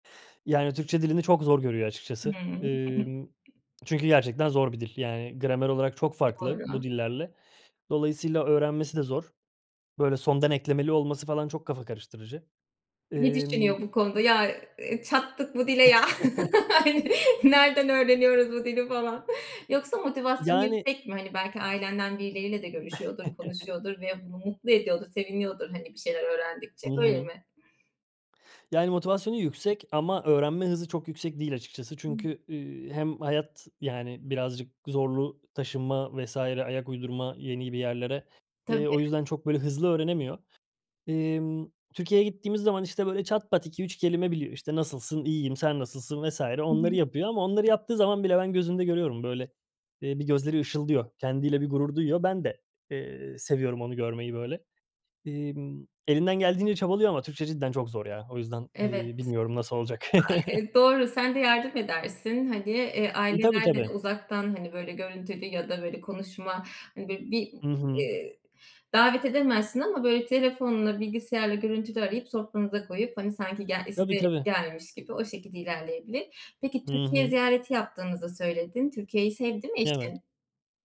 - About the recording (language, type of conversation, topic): Turkish, podcast, Dilini korumak ve canlı tutmak için günlük hayatında neler yapıyorsun?
- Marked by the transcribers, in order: chuckle; other background noise; chuckle; laugh; chuckle; chuckle